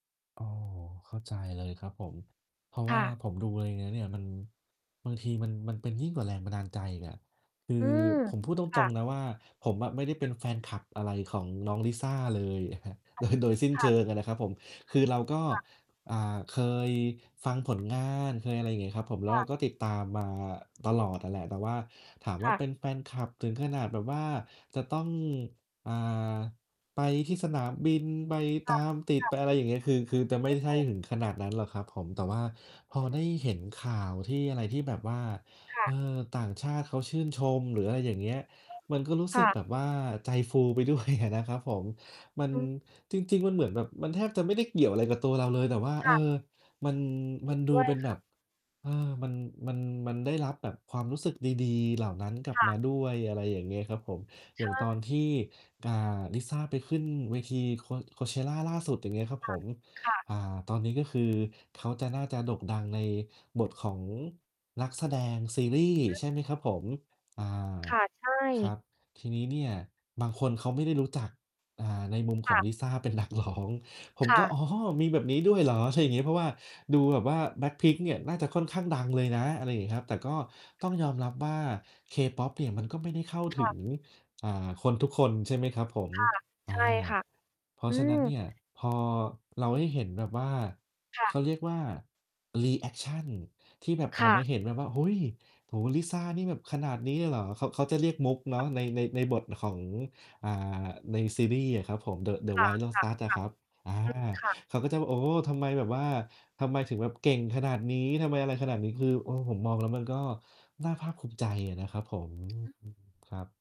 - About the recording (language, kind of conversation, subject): Thai, unstructured, ข่าวเกี่ยวกับความสำเร็จของคนไทยทำให้คุณรู้สึกอย่างไร?
- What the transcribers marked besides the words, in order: distorted speech; unintelligible speech; chuckle; laughing while speaking: "โดย"; unintelligible speech; other noise; other background noise; laughing while speaking: "ไปด้วยอะนะครับผม"; laughing while speaking: "นักร้อง"; laughing while speaking: "อ๋อ"; in English: "รีแอกชัน"; unintelligible speech